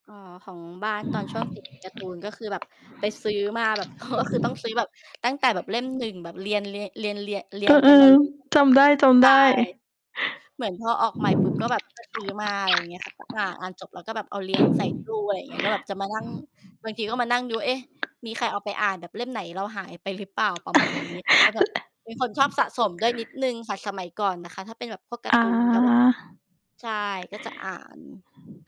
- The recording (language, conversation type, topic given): Thai, unstructured, คุณเลือกหนังสือมาอ่านในเวลาว่างอย่างไร?
- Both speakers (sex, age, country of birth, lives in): female, 35-39, Thailand, Thailand; female, 45-49, Thailand, Thailand
- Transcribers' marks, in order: tapping; laughing while speaking: "โอ้"; distorted speech; other noise; other background noise; laugh; unintelligible speech